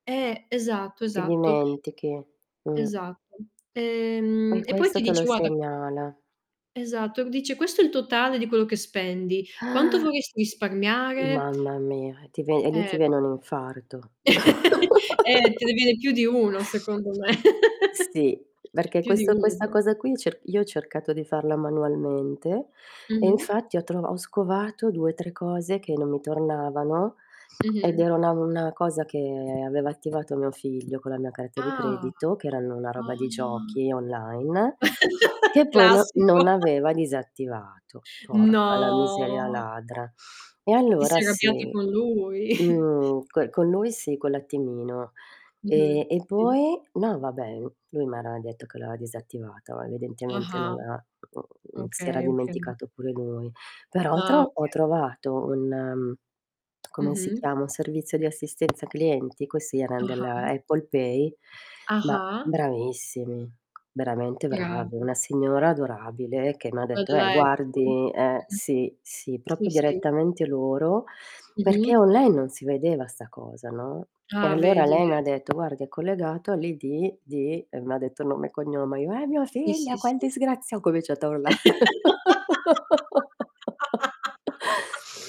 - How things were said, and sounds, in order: static; distorted speech; tapping; "guarda" said as "guada"; other background noise; chuckle; background speech; chuckle; drawn out: "che"; drawn out: "Ah"; chuckle; drawn out: "No"; chuckle; "m'aveva" said as "ara"; "aveva" said as "avea"; other noise; "okay" said as "oka"; lip smack; "proprio" said as "propio"; put-on voice: "È mio figlio, che disgrazia"; laugh; unintelligible speech; laugh
- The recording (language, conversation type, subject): Italian, unstructured, Quali piccoli cambiamenti hai fatto per migliorare la tua situazione finanziaria?